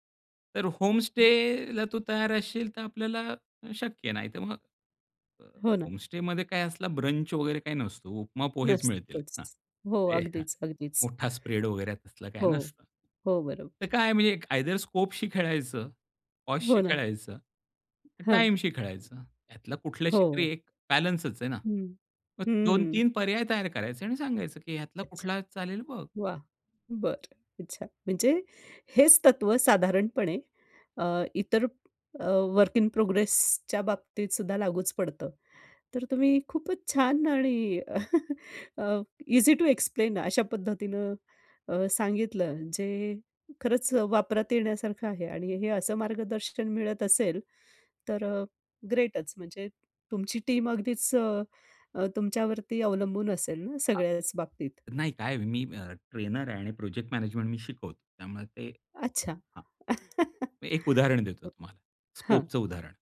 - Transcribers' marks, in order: in English: "होमस्टेला"; in English: "होमस्टेमध्ये"; in English: "ब्रंच"; in English: "स्प्रेड"; tapping; in English: "आयदर स्कोपशी"; in English: "वर्क इन प्रोग्रेसच्या"; chuckle; in English: "ईझी टू एक्सप्लेन"; in English: "टीम"; unintelligible speech; in English: "प्रोजेक्ट मॅनेजमेंट"; chuckle; in English: "स्कोपच"
- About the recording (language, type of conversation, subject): Marathi, podcast, तुम्ही चालू असलेले काम लोकांना कसे दाखवता?